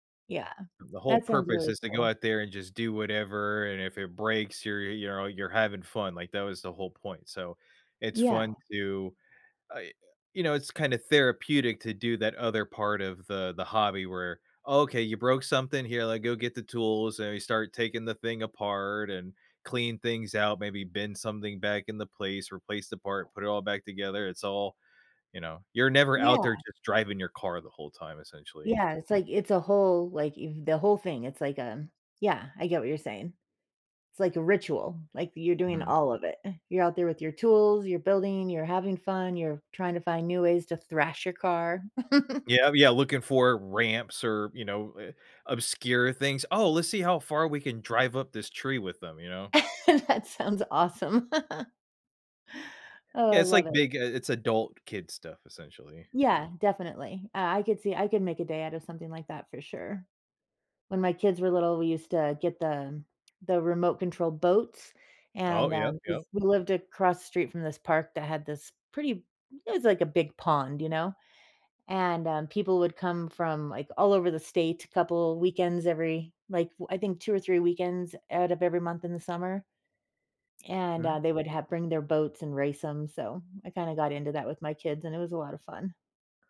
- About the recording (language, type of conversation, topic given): English, unstructured, What keeps me laughing instead of quitting when a hobby goes wrong?
- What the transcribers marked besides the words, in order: other background noise; chuckle; laugh; laughing while speaking: "That sounds awesome"; laugh